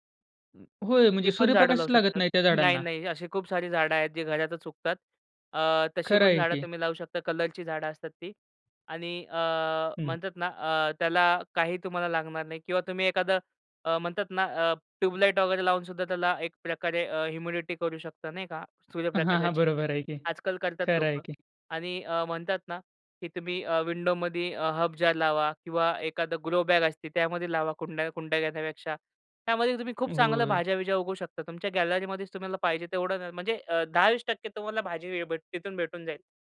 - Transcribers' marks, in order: in English: "हर्ब जार"
- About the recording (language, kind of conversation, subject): Marathi, podcast, घरात साध्या उपायांनी निसर्गाविषयीची आवड कशी वाढवता येईल?